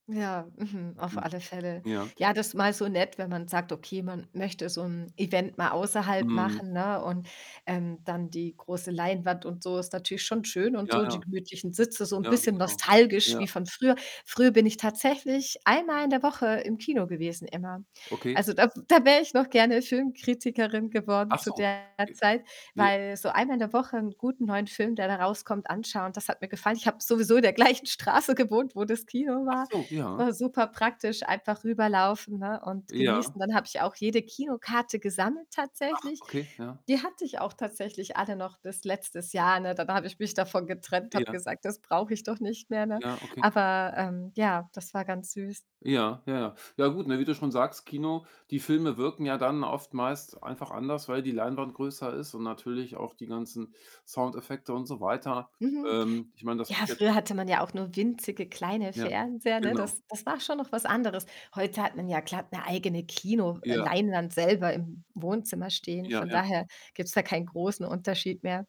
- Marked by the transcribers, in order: static; distorted speech; laughing while speaking: "gleichen Straße gewohnt"; unintelligible speech
- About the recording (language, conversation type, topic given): German, podcast, Wie verändern Streamingdienste unser Seh- und Serienverhalten?